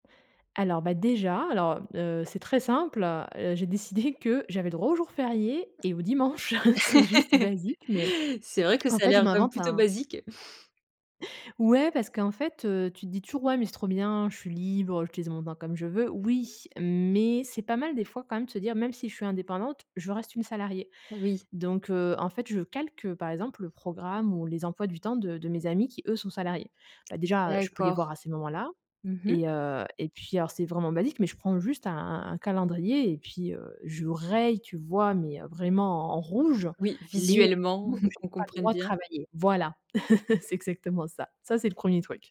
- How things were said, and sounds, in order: laughing while speaking: "décidé"; other background noise; laugh; laughing while speaking: "aux dimanches"; stressed: "Oui"; stressed: "raye"; chuckle; laugh; tapping
- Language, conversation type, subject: French, podcast, Comment éviter de culpabiliser quand on se repose ?
- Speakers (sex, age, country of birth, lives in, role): female, 25-29, France, France, host; female, 35-39, France, Germany, guest